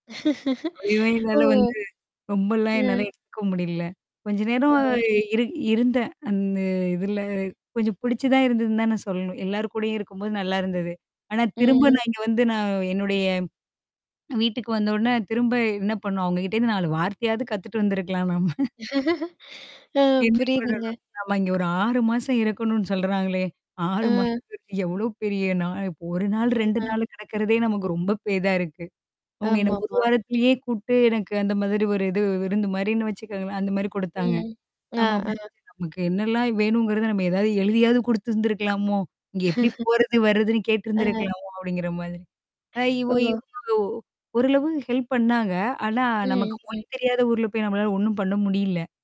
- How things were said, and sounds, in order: laugh; static; distorted speech; mechanical hum; chuckle; laugh; tapping; chuckle
- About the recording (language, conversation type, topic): Tamil, podcast, பயணத்தில் மொழி புரியாமல் சிக்கிய அனுபவத்தைப் பகிர முடியுமா?